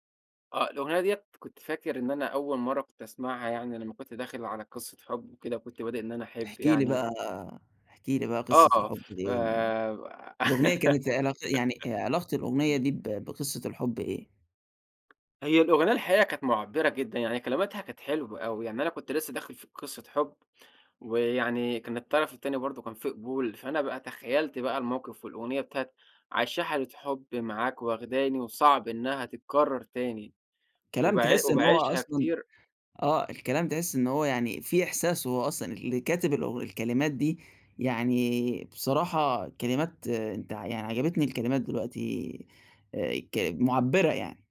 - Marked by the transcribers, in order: giggle; tapping
- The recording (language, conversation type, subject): Arabic, podcast, إيه الأغنية اللي بتفكّرك بأول حب؟